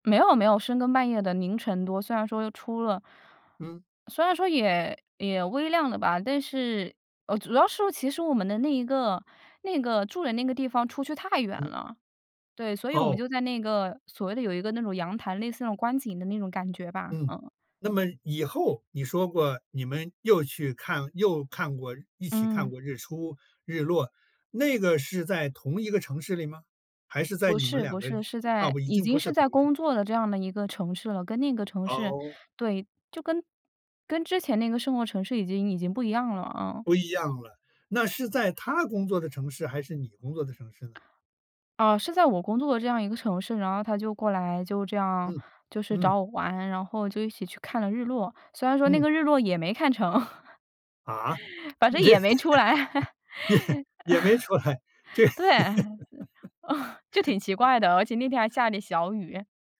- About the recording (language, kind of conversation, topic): Chinese, podcast, 你能分享一次看日出或日落时让你感动的回忆吗？
- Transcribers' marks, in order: tapping; laughing while speaking: "这，也没出来，这"; laugh